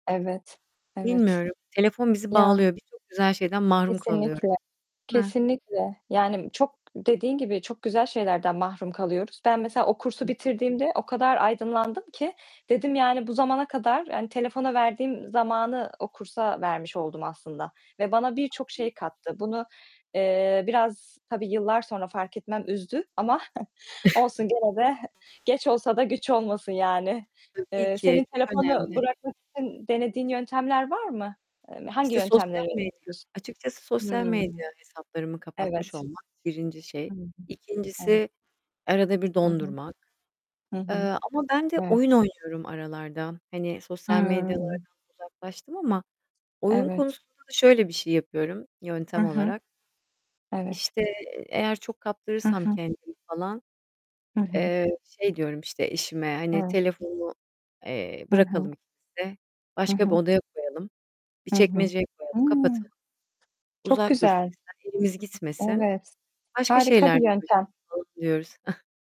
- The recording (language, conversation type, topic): Turkish, unstructured, Gün içinde telefonunuzu elinizden bırakamamak sizi strese sokuyor mu?
- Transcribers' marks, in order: static; distorted speech; unintelligible speech; unintelligible speech; chuckle; mechanical hum; other background noise; chuckle; unintelligible speech; tapping; unintelligible speech